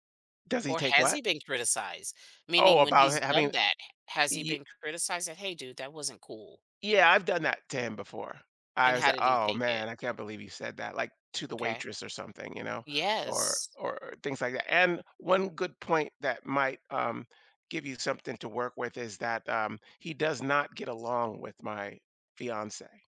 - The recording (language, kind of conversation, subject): English, advice, How do I cope with shock after a close friend's betrayal?
- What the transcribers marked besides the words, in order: other background noise